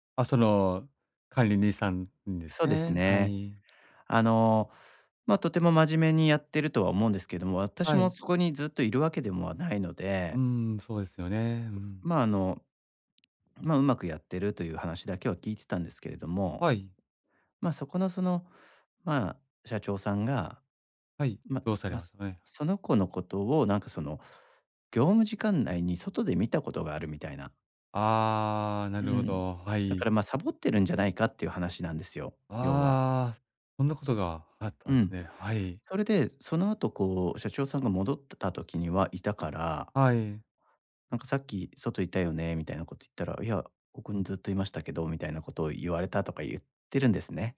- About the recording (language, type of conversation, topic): Japanese, advice, 職場で失った信頼を取り戻し、関係を再構築するにはどうすればよいですか？
- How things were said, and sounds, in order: other background noise